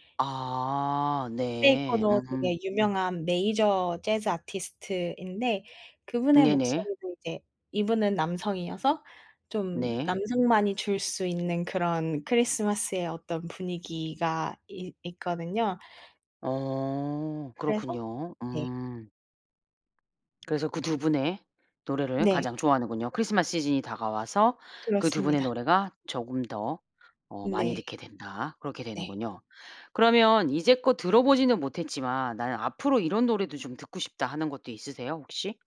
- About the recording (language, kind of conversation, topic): Korean, podcast, 어릴 때 좋아하던 음악이 지금과 어떻게 달라졌어요?
- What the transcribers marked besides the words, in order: other background noise